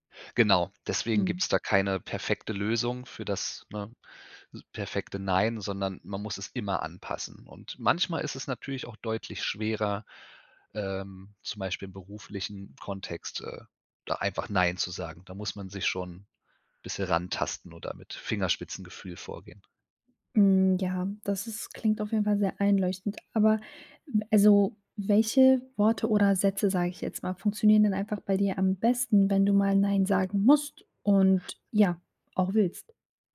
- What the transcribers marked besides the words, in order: stressed: "musst"
- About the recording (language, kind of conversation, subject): German, podcast, Wie sagst du Nein, ohne die Stimmung zu zerstören?